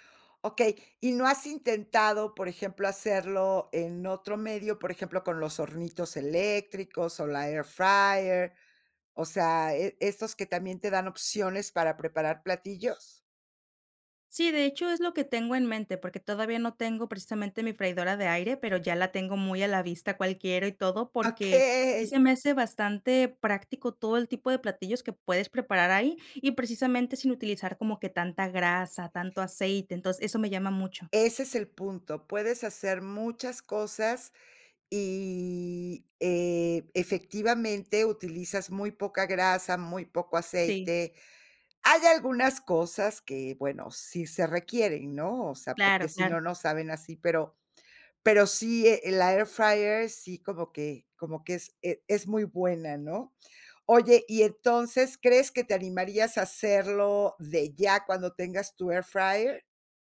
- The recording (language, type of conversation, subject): Spanish, podcast, ¿Qué plato te gustaría aprender a preparar ahora?
- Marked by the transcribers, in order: in English: "air fryer?"; other background noise; in English: "air fryer"; in English: "air fryer?"